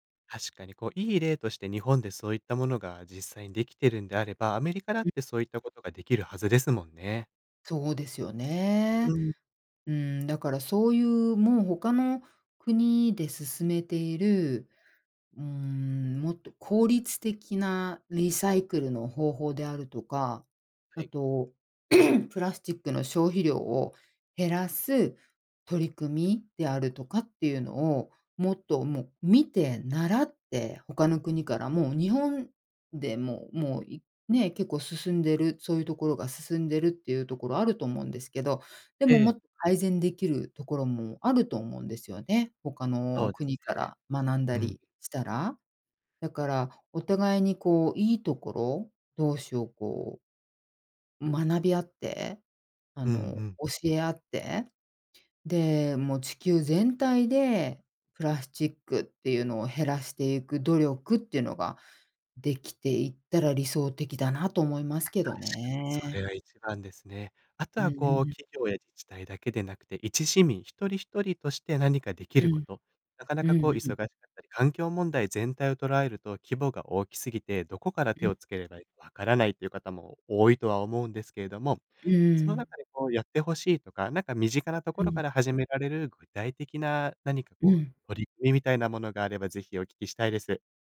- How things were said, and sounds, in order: throat clearing
- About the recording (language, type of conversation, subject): Japanese, podcast, プラスチックごみの問題について、あなたはどう考えますか？